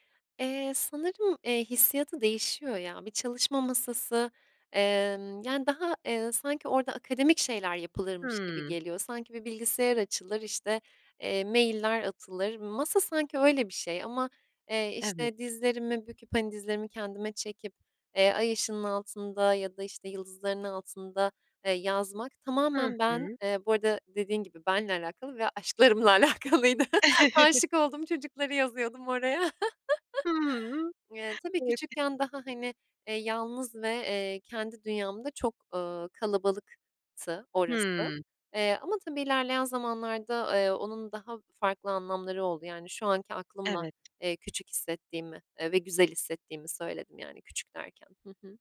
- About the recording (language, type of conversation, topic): Turkish, podcast, Yıldızlı bir gece seni nasıl hissettirir?
- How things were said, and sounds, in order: laughing while speaking: "aşklarımla alakalıydı"; chuckle; laugh; unintelligible speech